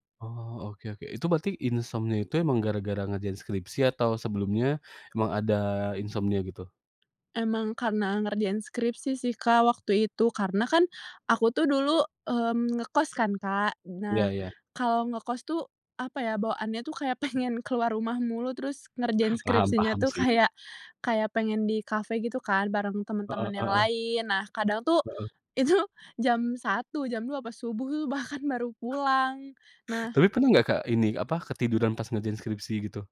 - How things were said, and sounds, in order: other background noise; tapping; laughing while speaking: "pengen"; laughing while speaking: "itu"
- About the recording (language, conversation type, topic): Indonesian, podcast, Apa rutinitas tidur yang biasanya kamu jalani?